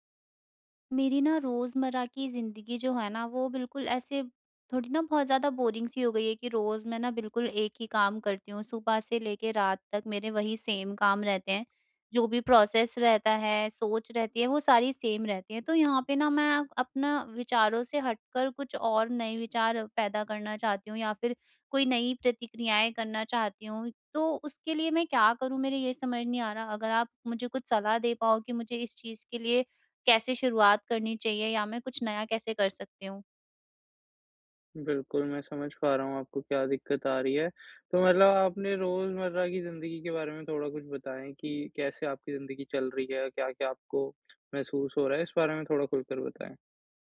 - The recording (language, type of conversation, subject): Hindi, advice, रोज़मर्रा की दिनचर्या में बदलाव करके नए विचार कैसे उत्पन्न कर सकता/सकती हूँ?
- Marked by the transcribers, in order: in English: "बोरिंग"; in English: "सेम"; in English: "प्रोसेस"; in English: "सेम"